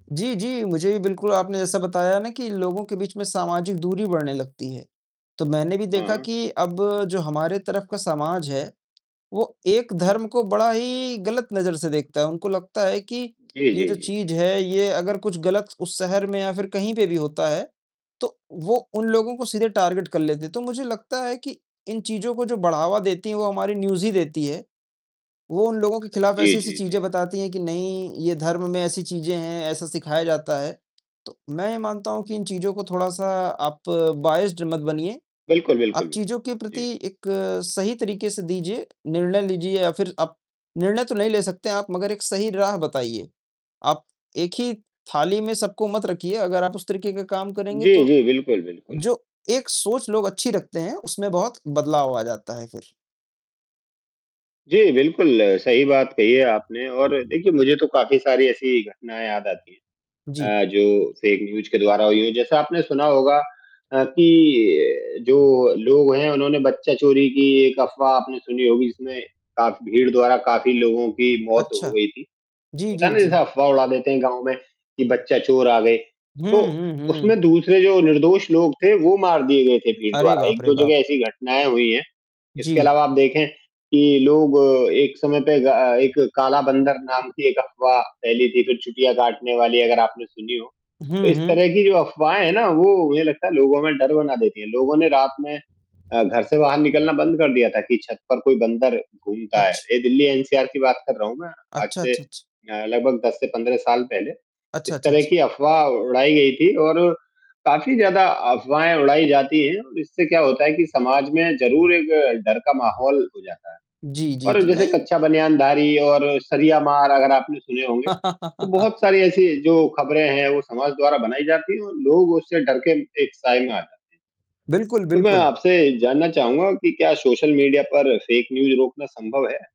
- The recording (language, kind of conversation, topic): Hindi, unstructured, फेक न्यूज़ का समाज पर क्या प्रभाव पड़ता है?
- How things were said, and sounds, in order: distorted speech; static; tapping; in English: "टारगेट"; in English: "न्यूज़"; in English: "बायस्ड"; in English: "फेक न्यूज़"; mechanical hum; laugh; other background noise; in English: "फेक न्यूज़"